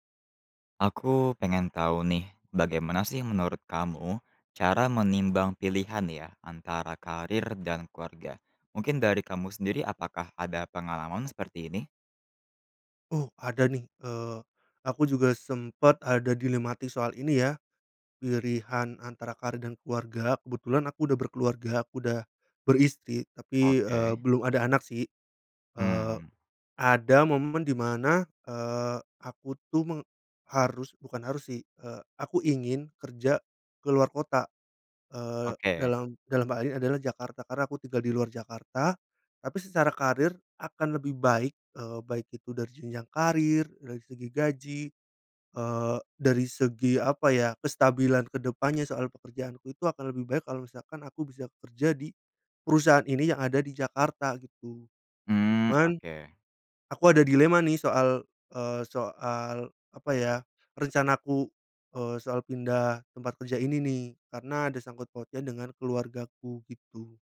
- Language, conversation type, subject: Indonesian, podcast, Bagaimana cara menimbang pilihan antara karier dan keluarga?
- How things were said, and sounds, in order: other background noise; "pilihan" said as "pirihan"